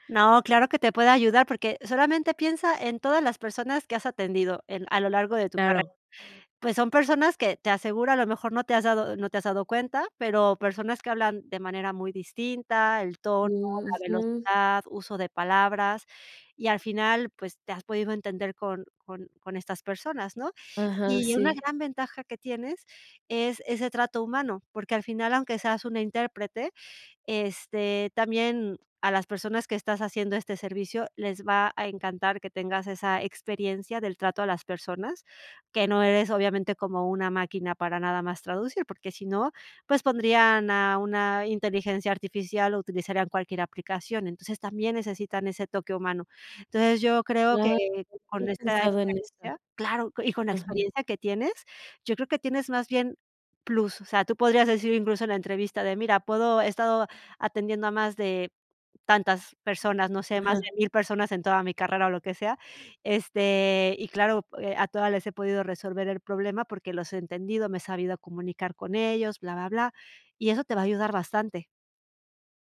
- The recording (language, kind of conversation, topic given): Spanish, advice, ¿Cómo puedo replantear mi rumbo profesional después de perder mi trabajo?
- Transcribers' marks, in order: tapping